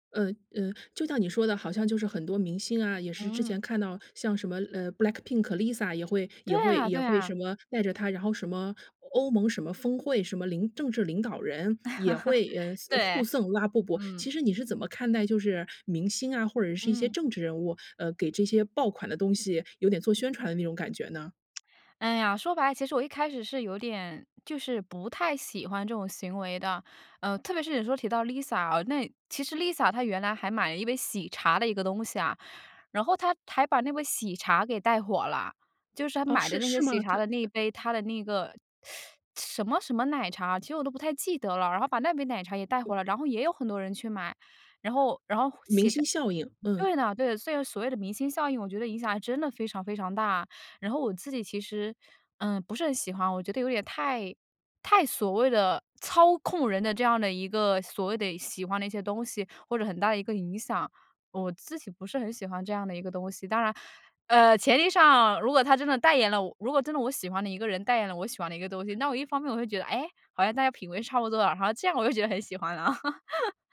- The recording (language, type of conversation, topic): Chinese, podcast, 你怎么看待“爆款”文化的兴起？
- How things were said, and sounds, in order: laugh; lip smack; teeth sucking; other background noise; joyful: "然后这样我就觉得很喜欢了"; laugh